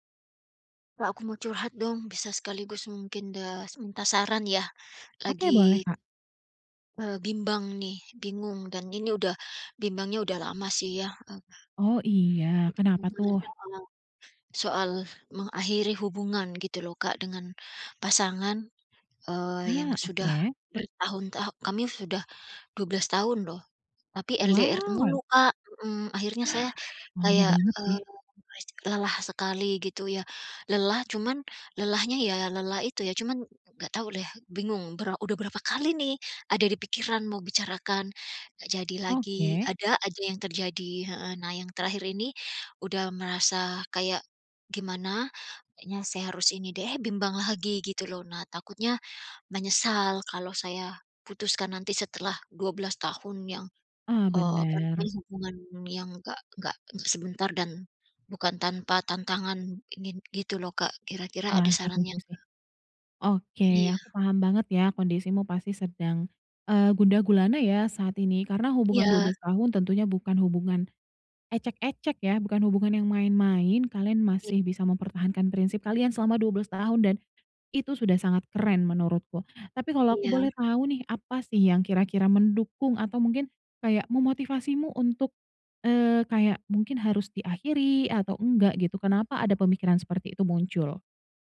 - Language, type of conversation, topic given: Indonesian, advice, Bimbang ingin mengakhiri hubungan tapi takut menyesal
- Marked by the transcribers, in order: unintelligible speech; gasp